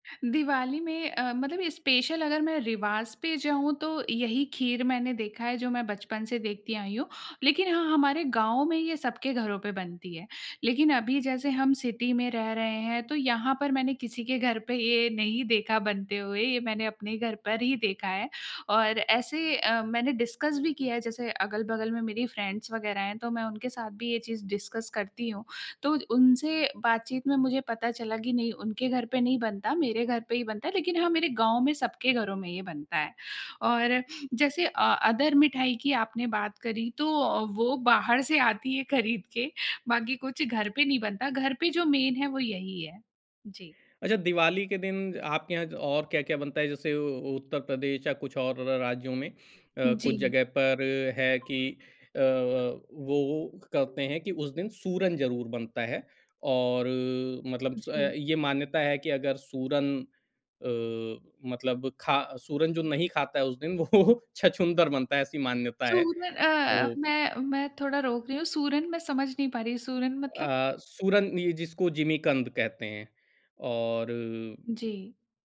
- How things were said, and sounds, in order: in English: "स्पेशल"; in English: "सिटी"; in English: "डिस्कस"; in English: "फ़्रेंड्स"; in English: "डिस्कस"; in English: "अदर"; in English: "मेन"; other background noise; laughing while speaking: "वो छछूंदर बनता है, ऐसी मान्यता है"
- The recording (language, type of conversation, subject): Hindi, podcast, किसी पुराने रिवाज़ को बचाए और आगे बढ़ाए रखने के व्यावहारिक तरीके क्या हैं?